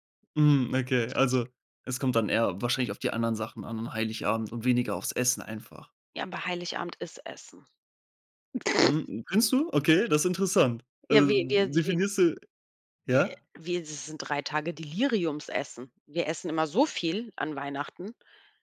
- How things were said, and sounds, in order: other noise
- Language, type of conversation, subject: German, podcast, Wie klingt die Sprache bei euch zu Hause?